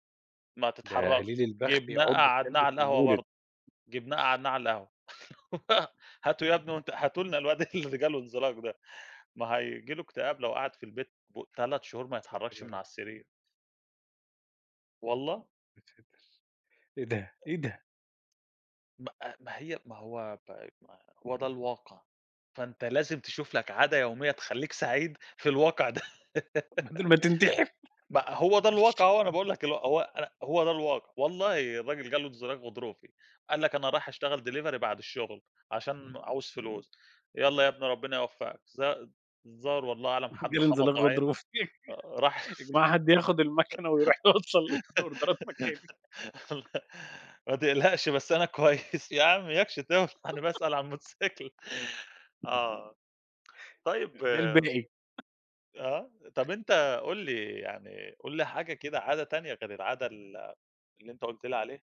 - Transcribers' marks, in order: laugh; laughing while speaking: "اللي"; unintelligible speech; laugh; other background noise; in English: "Delivery"; laugh; laughing while speaking: "يا جماعة حد ياخد المكنة ويرُوح يوصل ال الأوردرات مكاني"; in English: "الأوردرات"; laugh; laughing while speaking: "ما تقلقش بس أنا كويس … باسأل على الموتوسيكل"; laugh; unintelligible speech
- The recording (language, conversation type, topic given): Arabic, unstructured, إيه العادة اليومية اللي بتخليك مبسوط؟